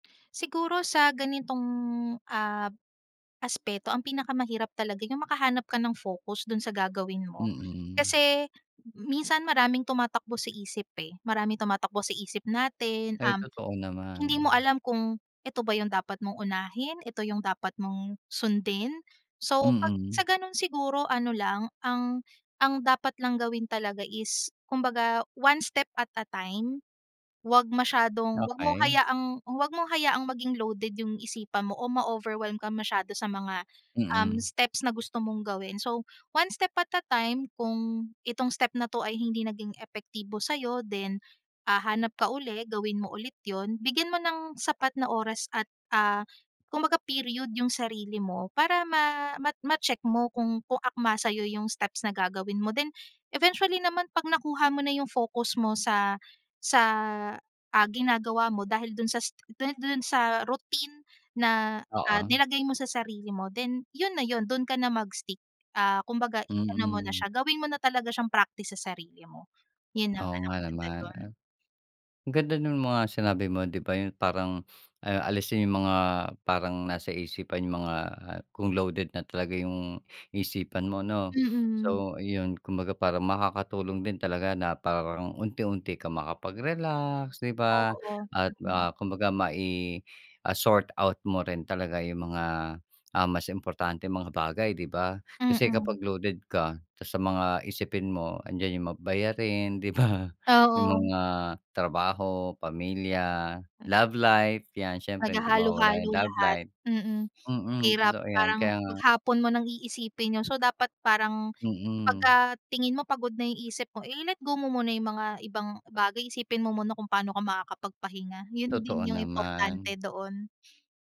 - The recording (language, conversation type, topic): Filipino, podcast, Anong uri ng paghinga o pagninilay ang ginagawa mo?
- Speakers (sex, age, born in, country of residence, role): female, 30-34, Philippines, Philippines, guest; male, 45-49, Philippines, Philippines, host
- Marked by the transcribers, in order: in English: "one step at a time"; in English: "one step at a time"; sniff; "iisipin" said as "isipin"; laughing while speaking: "di ba?"; other background noise